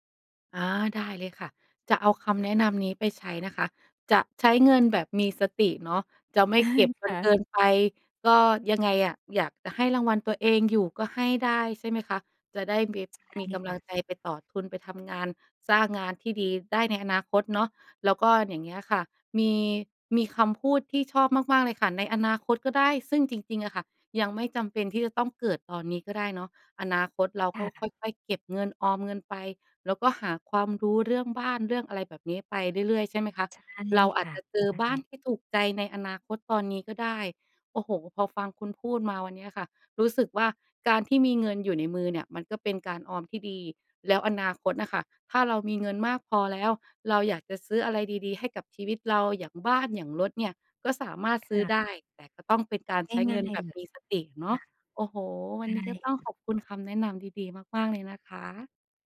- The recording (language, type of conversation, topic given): Thai, advice, ได้ขึ้นเงินเดือนแล้ว ควรยกระดับชีวิตหรือเพิ่มเงินออมดี?
- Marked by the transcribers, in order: laughing while speaking: "อา"